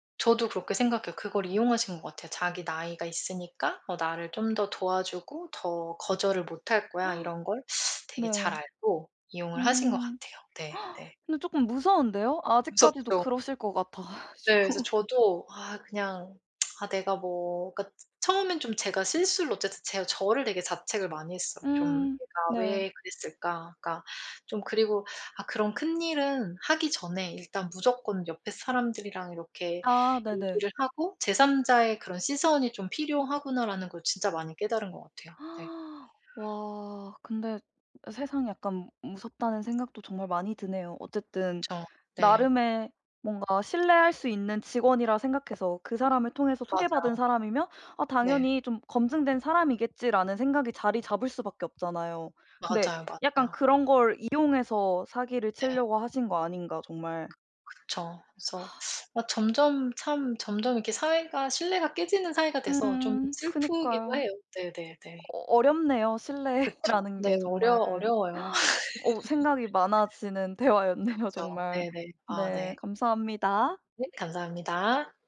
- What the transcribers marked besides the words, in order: gasp; laughing while speaking: "같아 가지고"; tsk; other background noise; gasp; tapping; sigh; laughing while speaking: "신뢰라는 게"; laugh; laughing while speaking: "대화였네요"
- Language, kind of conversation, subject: Korean, podcast, 사람들이 서로를 신뢰하려면 무엇을 해야 할까요?